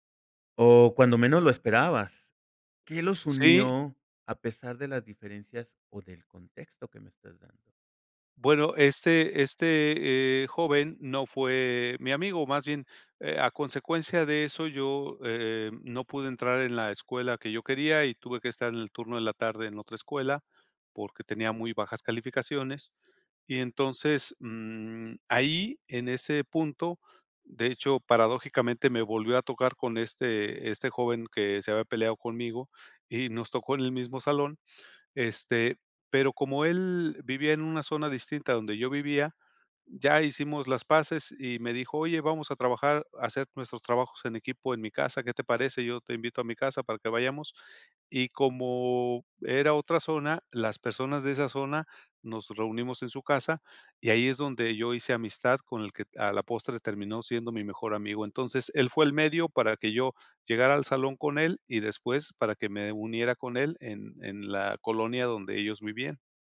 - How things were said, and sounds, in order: none
- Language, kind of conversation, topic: Spanish, podcast, Cuéntame sobre una amistad que cambió tu vida